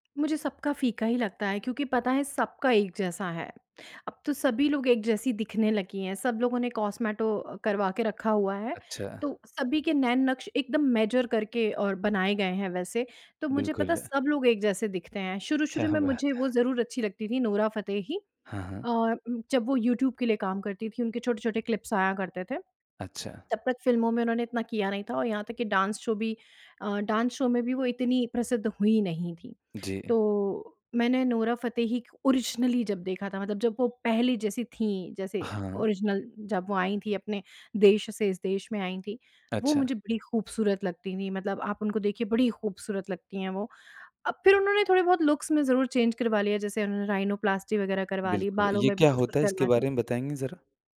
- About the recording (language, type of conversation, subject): Hindi, podcast, किस फिल्मी सितारे का लुक आपको सबसे अच्छा लगता है?
- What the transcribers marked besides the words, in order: in English: "कॉस्मेटो"; in English: "मेजर"; laughing while speaking: "क्या बात है"; in English: "क्लिप्स"; in English: "डांस शो"; in English: "डांस शो"; in English: "ओरिजिनली"; in English: "ओरिज़िनल"; in English: "लुक्स"; in English: "चेंज"; in English: "राइनोप्लास्टी"